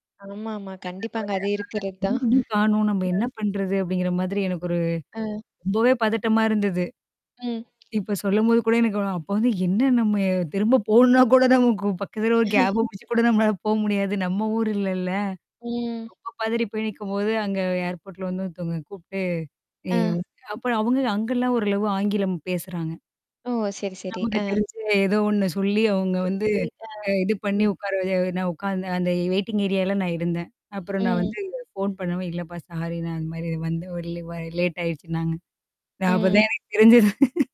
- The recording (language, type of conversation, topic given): Tamil, podcast, பயணத்தில் மொழி புரியாமல் சிக்கிய அனுபவத்தைப் பகிர முடியுமா?
- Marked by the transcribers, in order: static; unintelligible speech; distorted speech; other background noise; unintelligible speech; laughing while speaking: "திரும்ப போணும்ன்னா கூட நமக்கு பக்கத்துல ஒரு கேப புடிச்சு கூட நம்மளால போக முடியாது"; in English: "கேப"; chuckle; unintelligible speech; tapping; in English: "வெயிட்டிங் ஏரியால்ல"; laughing while speaking: "தெரிஞ்சது"